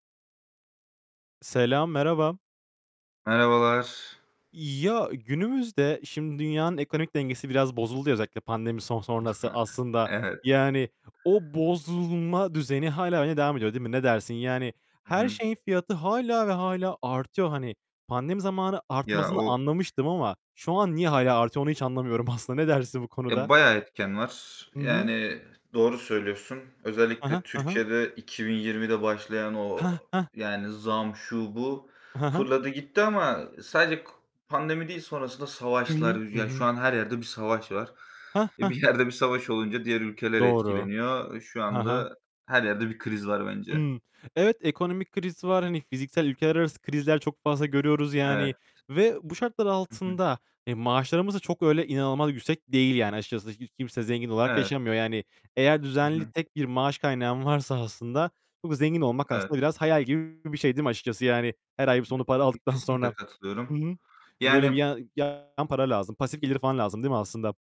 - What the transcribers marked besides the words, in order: static; chuckle; laughing while speaking: "Evet"; tapping; laughing while speaking: "aslında"; laughing while speaking: "yerde"; laughing while speaking: "varsa aslında"; distorted speech; unintelligible speech
- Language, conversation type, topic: Turkish, unstructured, Para biriktirmek neden bu kadar zor geliyor?